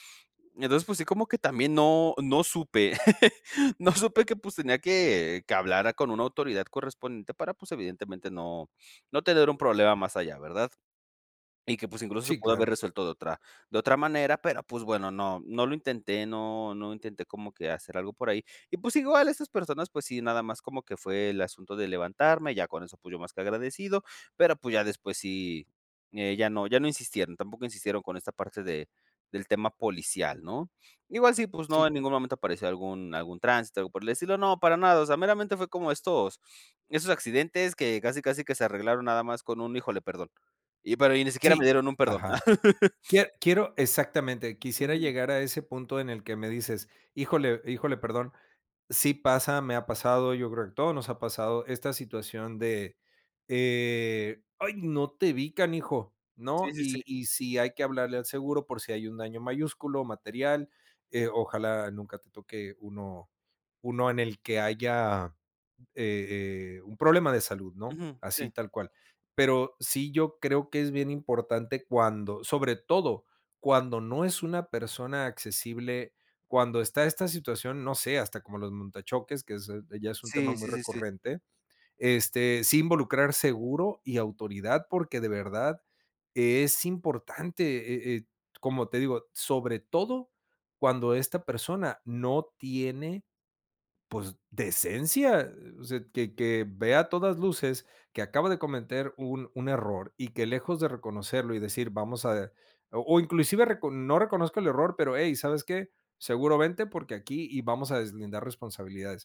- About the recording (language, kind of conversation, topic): Spanish, podcast, ¿Qué accidente recuerdas, ya sea en bicicleta o en coche?
- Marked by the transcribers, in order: chuckle; laughing while speaking: "no"; chuckle